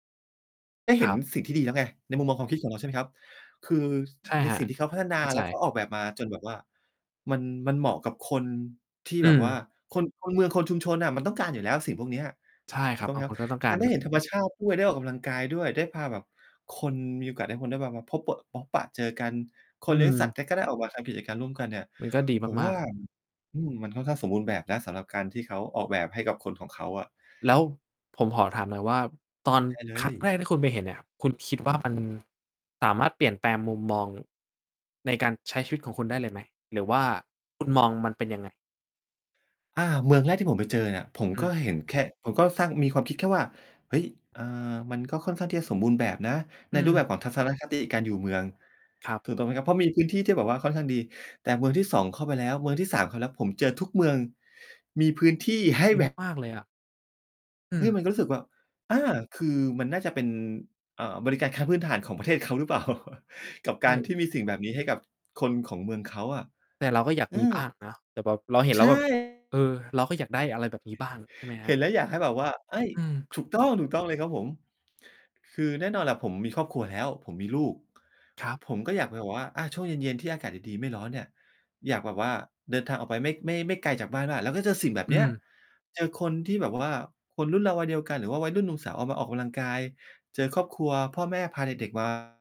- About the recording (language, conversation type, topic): Thai, podcast, คุณพอจะเล่าให้ฟังได้ไหมว่ามีทริปท่องเที่ยวธรรมชาติครั้งไหนที่เปลี่ยนมุมมองชีวิตของคุณ?
- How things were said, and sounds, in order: distorted speech; tapping; other background noise; stressed: "ครั้งแรก"; chuckle